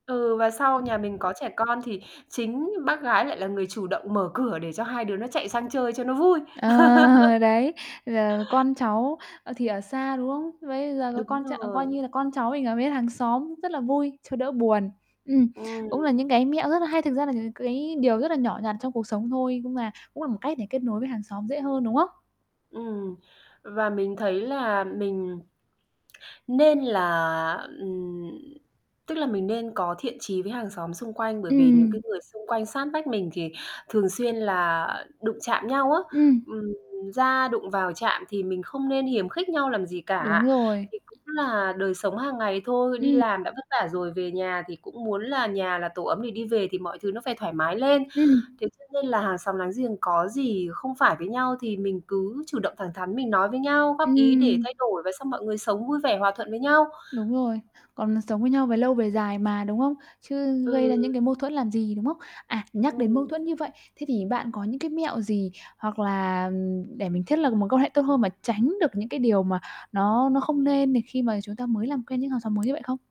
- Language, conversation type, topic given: Vietnamese, podcast, Làm sao để kết nối dễ dàng với hàng xóm mới?
- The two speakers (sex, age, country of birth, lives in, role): female, 25-29, Vietnam, Vietnam, host; female, 45-49, Vietnam, Vietnam, guest
- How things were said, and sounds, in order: other noise; static; laugh; other background noise; tapping; distorted speech